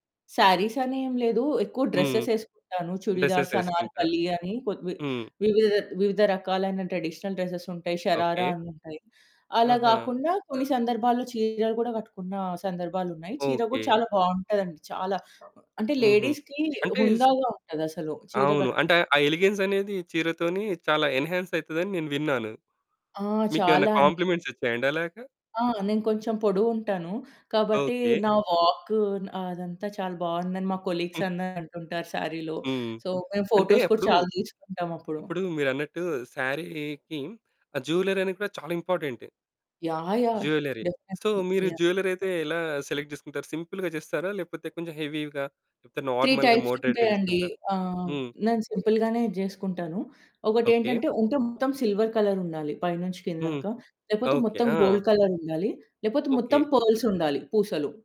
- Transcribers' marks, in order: in English: "డ్రెసెస్"; in English: "డ్రెసెస్"; in English: "చుడిదార్స్, అనార్కలి"; in English: "ట్రెడిషనల్ డ్రెసెస్"; in English: "షరార"; other background noise; distorted speech; in English: "లేడీస్‌కి"; in English: "ఎలిగెన్స్"; in English: "ఎన్హాన్స్"; in English: "కాంప్లిమెంట్స్"; in English: "వాక్"; in English: "కొలీగ్స్"; in English: "సారీలో. సో"; in English: "ఫోటోస్"; in English: "శారీకి"; in English: "జ్యువెలరీ"; in English: "ఇంపార్టెంట్"; in English: "జ్యువెలరీ. సో"; in English: "డెఫినైట్లీ"; in English: "జ్యువెలరీ"; in English: "సెలెక్ట్"; in English: "సింపుల్‌గా"; in English: "హెవీగా"; in English: "త్రీ టైప్స్"; in English: "నార్మల్‌గా మోడరేట్‌గా"; in English: "సింపుల్"; in English: "సిల్వర్"; in English: "గోల్డ్"; in English: "పర్ల్స్"
- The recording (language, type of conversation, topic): Telugu, podcast, మీ శైలి ఎక్కువగా సాదాగా ఉంటుందా, లేక మీ వ్యక్తిత్వాన్ని వ్యక్తపరిచేలా ఉంటుందా?